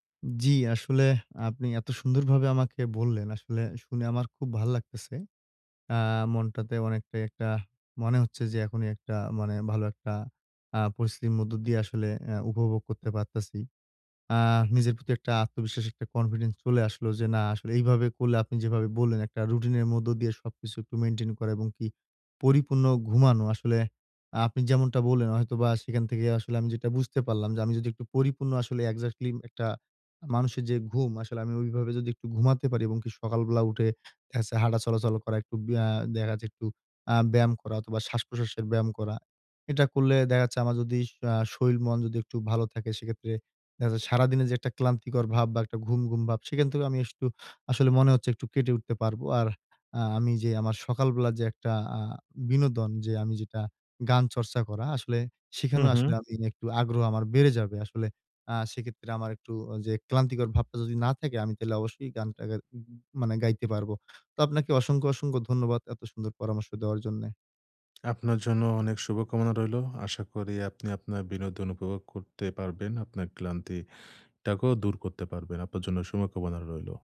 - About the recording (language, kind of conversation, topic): Bengali, advice, বিনোদন উপভোগ করতে গেলে কেন আমি এত ক্লান্ত ও ব্যস্ত বোধ করি?
- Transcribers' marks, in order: tapping; in English: "এক্সাক্টলি"; other background noise; "শরীর" said as "শরিল"; "শুভকামনা" said as "শুমকাবনা"